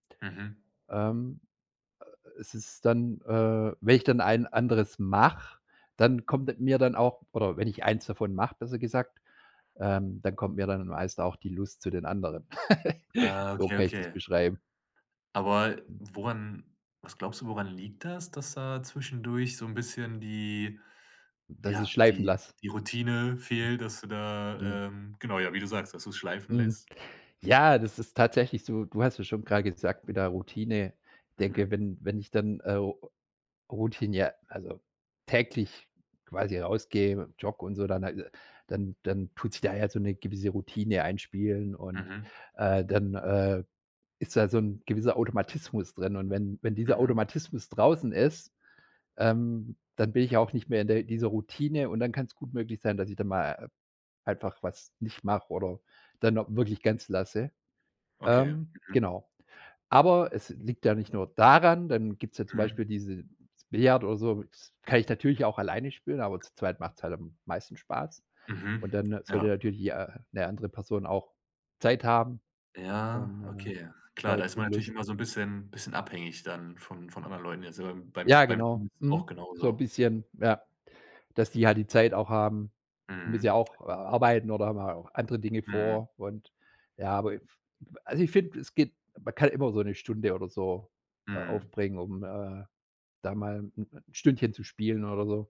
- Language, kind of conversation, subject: German, podcast, Wie findest du Motivation für ein Hobby, das du vernachlässigt hast?
- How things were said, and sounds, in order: laugh; unintelligible speech